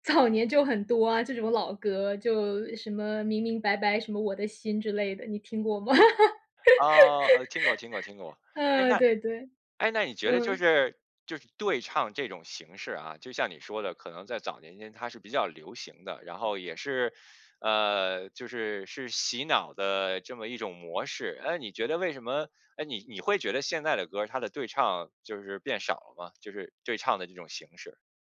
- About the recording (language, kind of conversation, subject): Chinese, podcast, 你小时候有哪些一听就会跟着哼的老歌？
- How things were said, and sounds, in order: laughing while speaking: "早年"; laugh